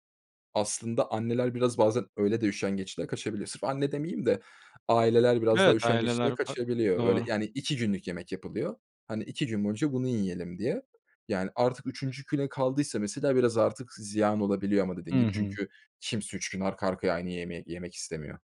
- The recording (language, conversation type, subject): Turkish, podcast, Tatillerde yemek israfını nasıl önlersiniz?
- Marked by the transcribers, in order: other background noise